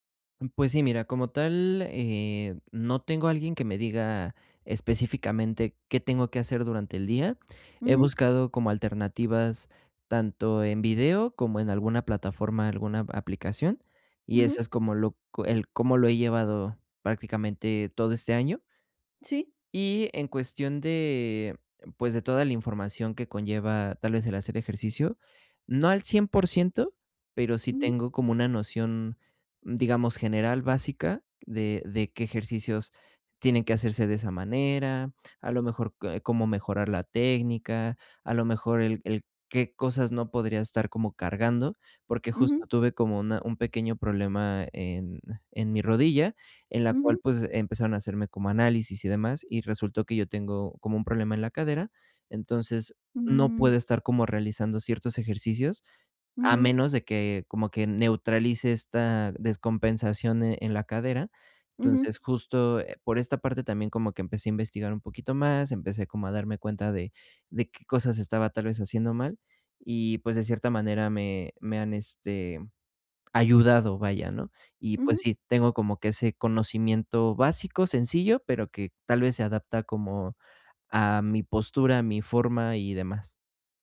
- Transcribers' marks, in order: none
- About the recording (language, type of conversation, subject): Spanish, advice, ¿Cómo puedo crear rutinas y hábitos efectivos para ser más disciplinado?